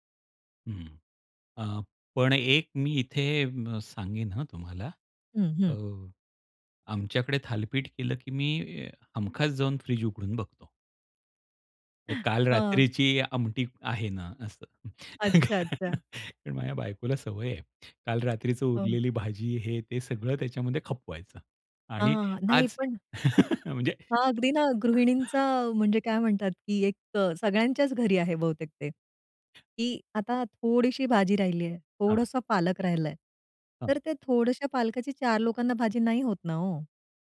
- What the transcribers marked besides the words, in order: tapping; breath; chuckle; chuckle; laugh; other noise
- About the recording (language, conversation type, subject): Marathi, podcast, चव आणि आरोग्यात तुम्ही कसा समतोल साधता?